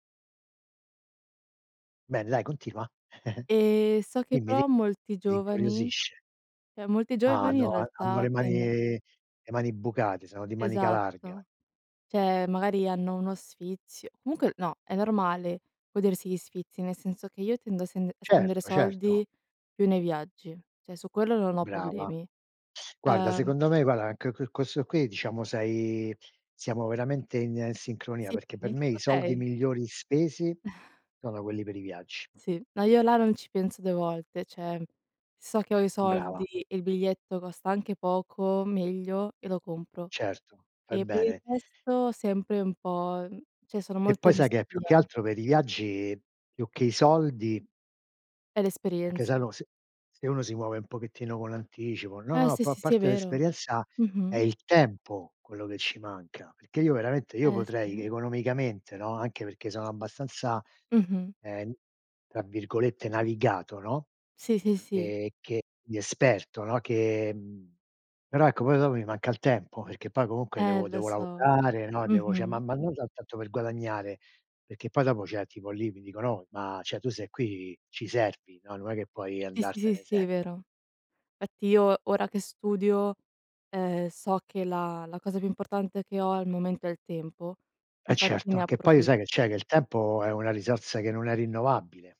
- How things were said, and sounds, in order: tapping; giggle; "cioè" said as "ceh"; other background noise; "Cioè" said as "ceh"; "cioè" said as "ceh"; other noise; chuckle; "cioè" said as "ceh"; "cioè" said as "ceh"; "cioè" said as "ceh"; "cioè" said as "ceh"; "cioè" said as "ceh"
- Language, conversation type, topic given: Italian, unstructured, Come scegli tra risparmiare e goderti subito il denaro?